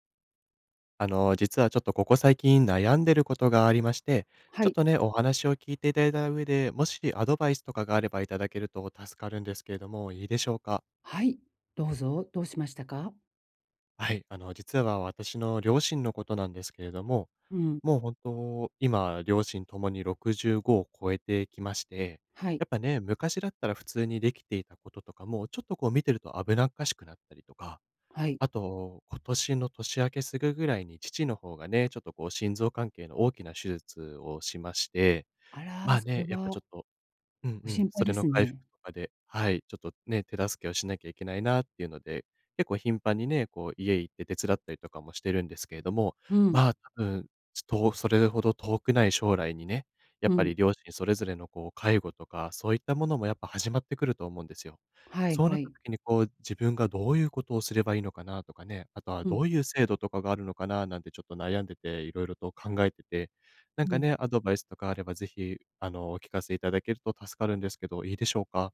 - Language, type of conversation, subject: Japanese, advice, 親が高齢になったとき、私の役割はどのように変わりますか？
- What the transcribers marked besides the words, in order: none